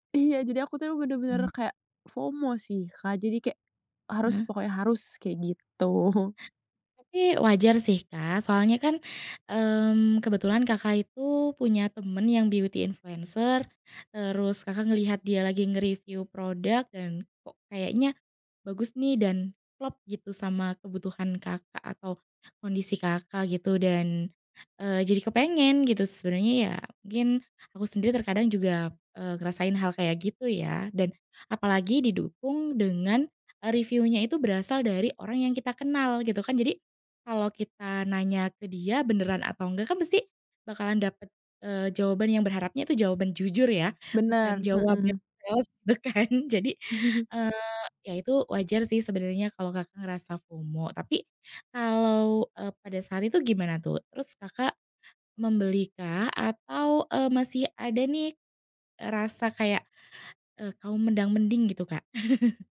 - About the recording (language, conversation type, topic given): Indonesian, podcast, Bagaimana kamu menghadapi rasa takut ketinggalan saat terus melihat pembaruan dari orang lain?
- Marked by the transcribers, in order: in English: "FOMO"; laughing while speaking: "gitu"; in English: "beauty"; chuckle; laughing while speaking: "itu kan"; in English: "FOMO"; laugh